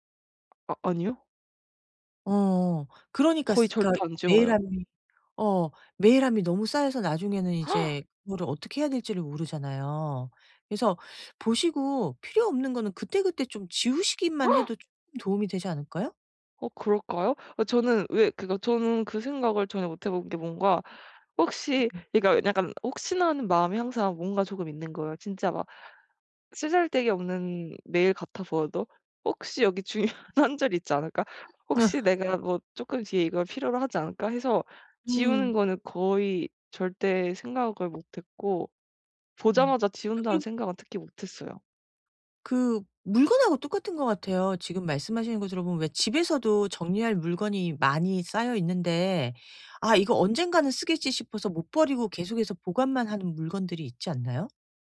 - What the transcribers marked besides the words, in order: other background noise; gasp; gasp; unintelligible speech; laughing while speaking: "중요한 한 줄이"
- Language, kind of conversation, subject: Korean, advice, 이메일과 알림을 오늘부터 깔끔하게 정리하려면 어떻게 시작하면 좋을까요?